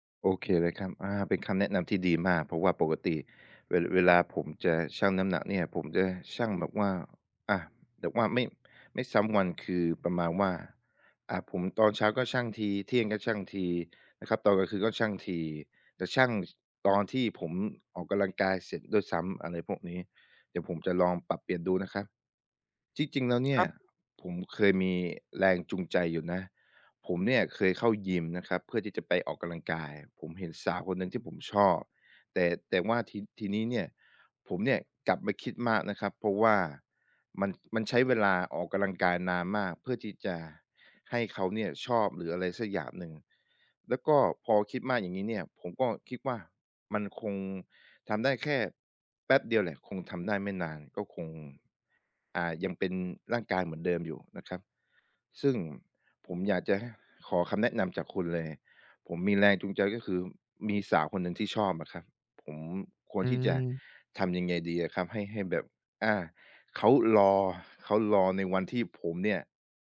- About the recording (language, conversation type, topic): Thai, advice, คุณอยากกลับมาออกกำลังกายอีกครั้งหลังหยุดไปสองสามสัปดาห์ได้อย่างไร?
- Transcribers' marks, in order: tapping; other background noise; drawn out: "อืม"